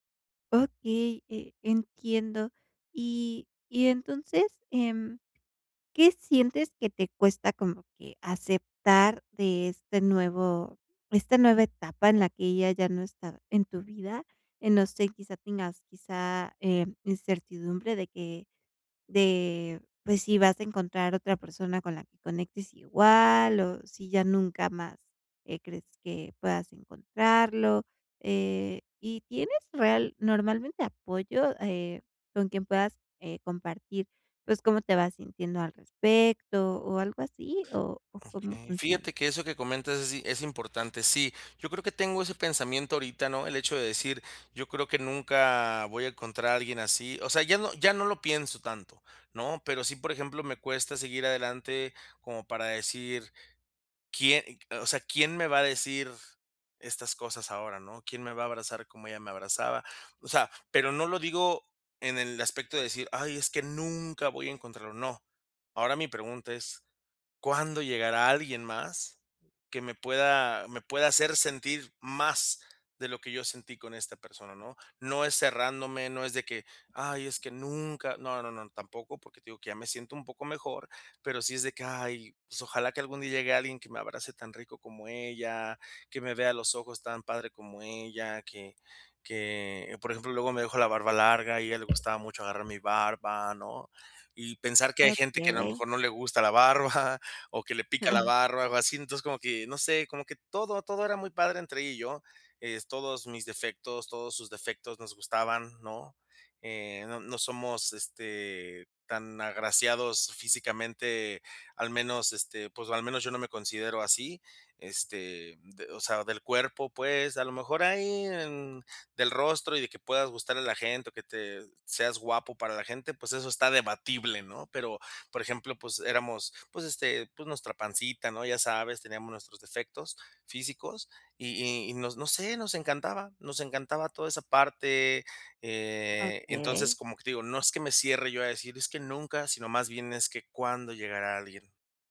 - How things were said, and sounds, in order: tapping; laughing while speaking: "barba"; chuckle
- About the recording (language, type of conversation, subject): Spanish, advice, ¿Cómo puedo aceptar mi nueva realidad emocional después de una ruptura?